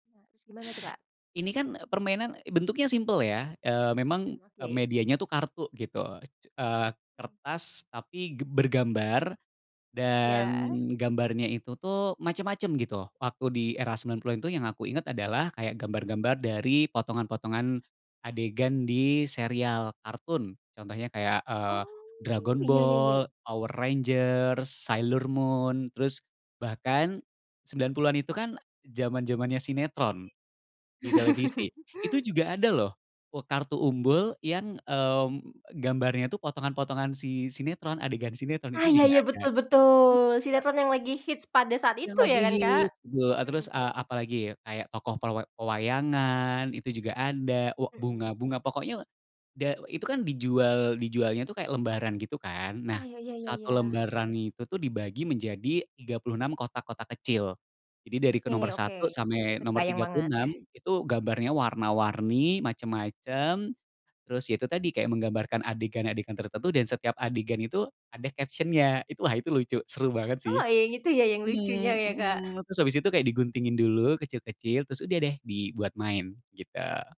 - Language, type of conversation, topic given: Indonesian, podcast, Ceritain dong mainan favoritmu waktu kecil, kenapa kamu suka banget?
- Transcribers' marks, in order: horn; laugh; unintelligible speech; chuckle; in English: "caption-nya"